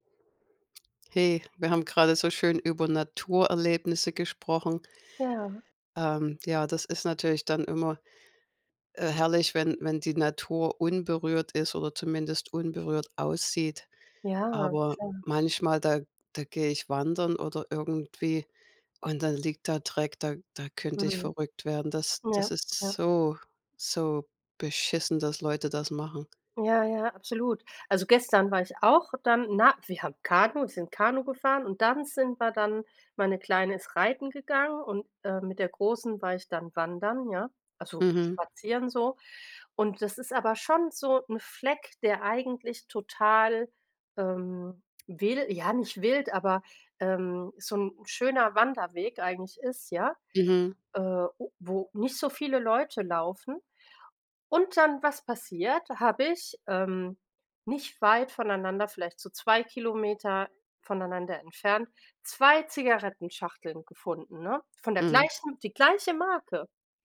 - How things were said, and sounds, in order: none
- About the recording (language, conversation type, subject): German, unstructured, Was stört dich an der Verschmutzung der Natur am meisten?